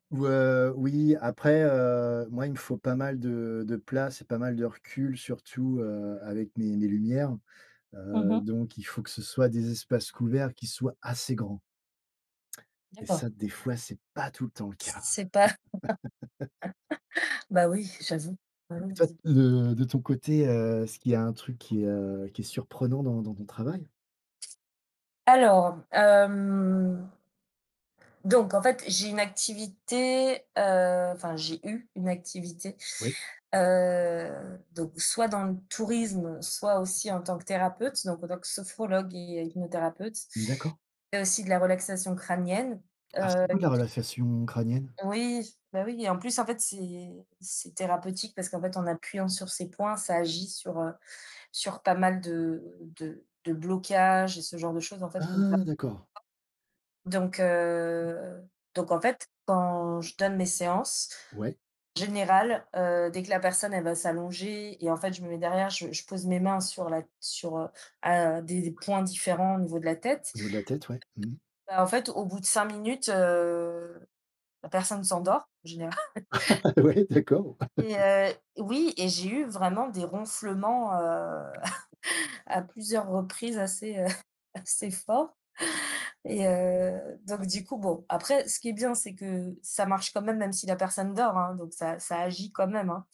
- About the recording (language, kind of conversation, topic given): French, unstructured, Quelle est la chose la plus surprenante dans ton travail ?
- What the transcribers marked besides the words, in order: laugh; tapping; laughing while speaking: "général"; laugh; laughing while speaking: "Oui d'accord"; laugh; chuckle; chuckle; laughing while speaking: "assez"